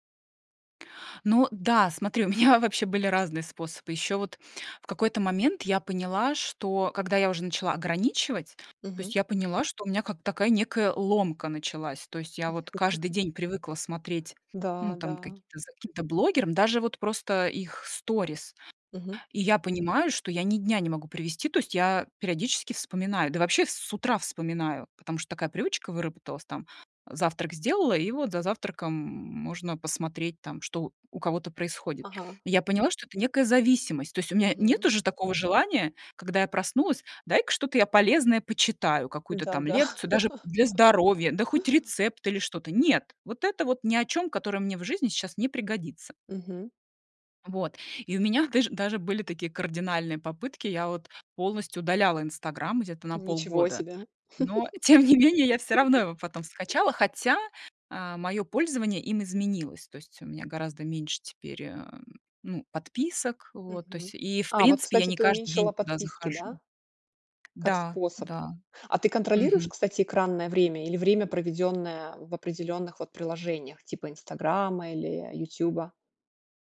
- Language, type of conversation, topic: Russian, podcast, Как вы справляетесь с бесконечными лентами в телефоне?
- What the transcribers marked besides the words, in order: laughing while speaking: "у меня"; laugh; other background noise; laugh; laughing while speaking: "тем не менее"; laugh; tapping